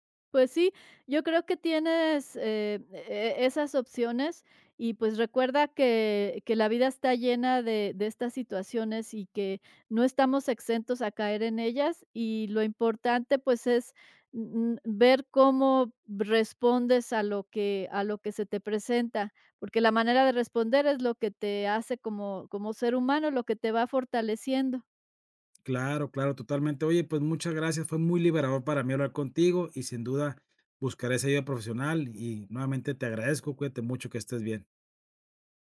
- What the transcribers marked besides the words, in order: none
- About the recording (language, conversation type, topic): Spanish, advice, ¿Cómo ha afectado la ruptura sentimental a tu autoestima?